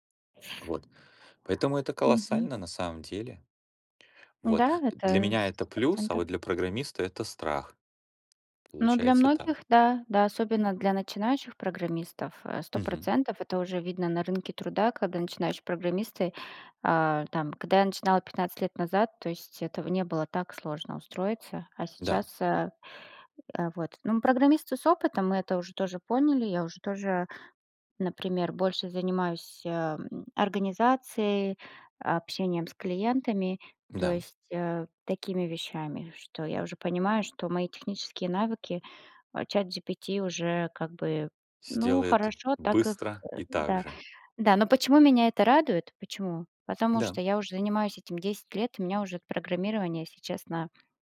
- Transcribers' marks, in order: tapping
- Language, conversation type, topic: Russian, unstructured, Что нового в технологиях тебя больше всего радует?